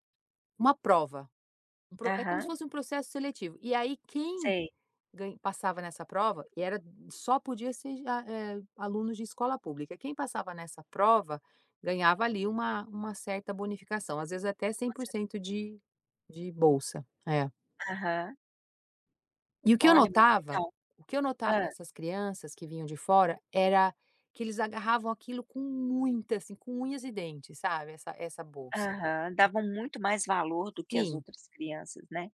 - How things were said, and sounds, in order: other background noise
- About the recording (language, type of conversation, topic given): Portuguese, podcast, O que te dá orgulho na sua profissão?